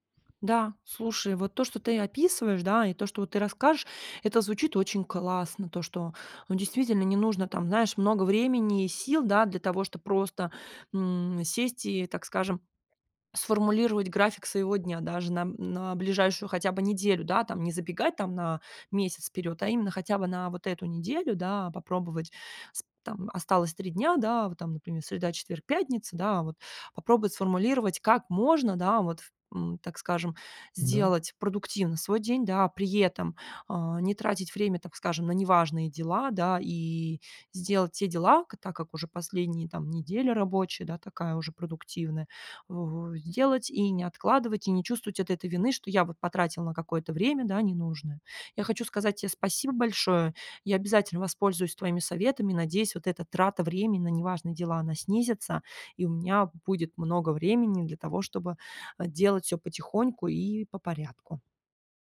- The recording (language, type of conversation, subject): Russian, advice, Как мне избегать траты времени на неважные дела?
- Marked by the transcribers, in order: other background noise